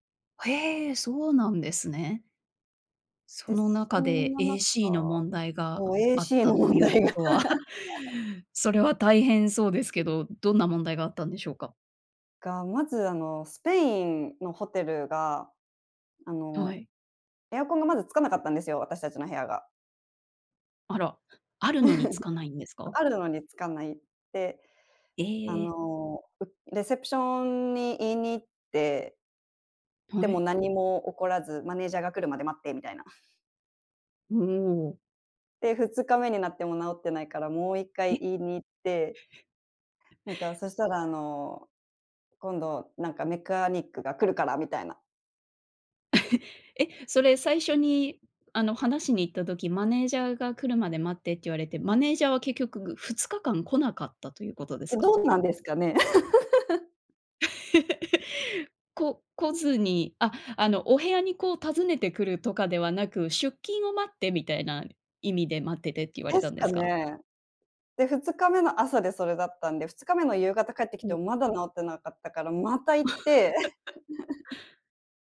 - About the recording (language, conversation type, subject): Japanese, podcast, 一番忘れられない旅行の話を聞かせてもらえますか？
- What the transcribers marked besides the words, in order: laughing while speaking: "ということは"; laughing while speaking: "ACの問題が"; laugh; laugh; chuckle; chuckle; chuckle; scoff; other background noise; laugh; chuckle